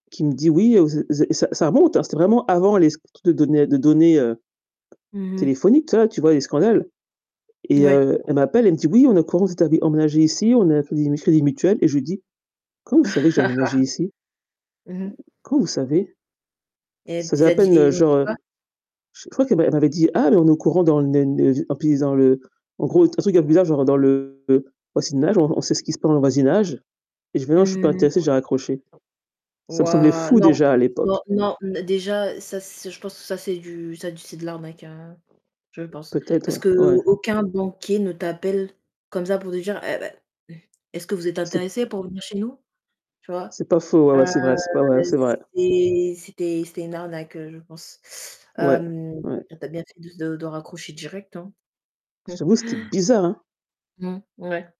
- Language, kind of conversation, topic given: French, unstructured, Comment réagis-tu aux scandales liés à l’utilisation des données personnelles ?
- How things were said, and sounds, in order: tapping; static; laugh; other background noise; distorted speech; unintelligible speech; stressed: "fou"; chuckle; stressed: "bizarre"